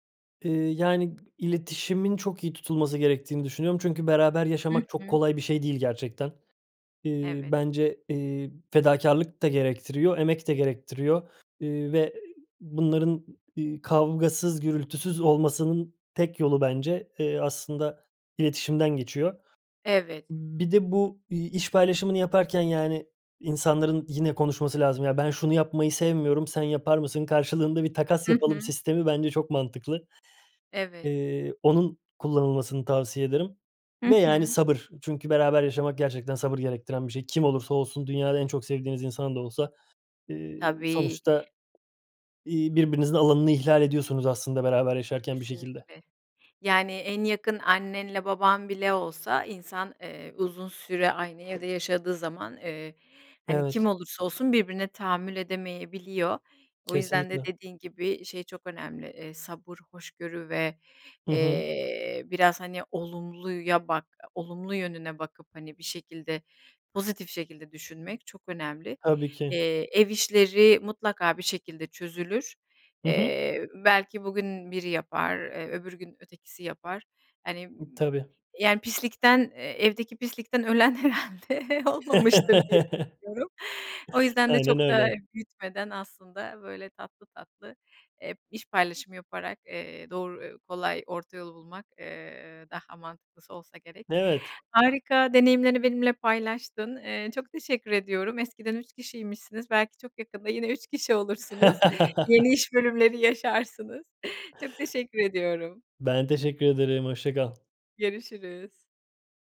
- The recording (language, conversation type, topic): Turkish, podcast, Ev işlerindeki iş bölümünü evinizde nasıl yapıyorsunuz?
- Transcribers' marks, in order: other background noise; tapping; laughing while speaking: "ölen herhâlde olmamıştır diye düşünüyorum"; laugh; laugh; laughing while speaking: "yeni iş bölümleri yaşarsınız"